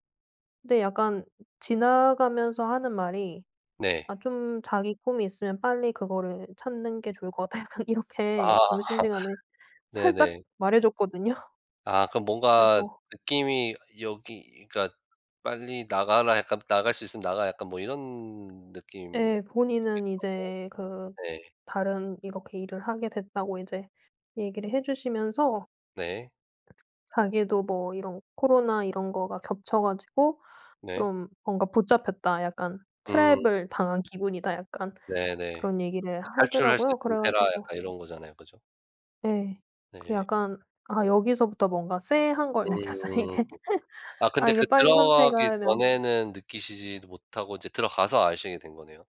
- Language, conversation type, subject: Korean, podcast, 새로운 길을 선택했을 때 가족의 반대를 어떻게 설득하셨나요?
- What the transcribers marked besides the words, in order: laughing while speaking: "아"; laughing while speaking: "약간"; sniff; tapping; in English: "트랩을"; other background noise; laughing while speaking: "느꼈어요 이게"